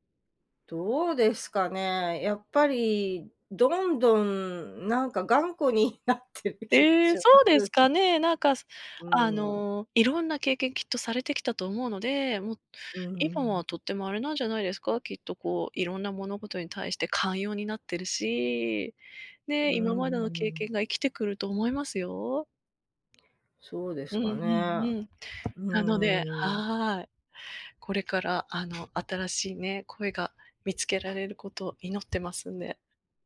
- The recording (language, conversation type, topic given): Japanese, advice, 新しい恋を始めることに不安や罪悪感を感じるのはなぜですか？
- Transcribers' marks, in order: laughing while speaking: "なってる気がします"; tapping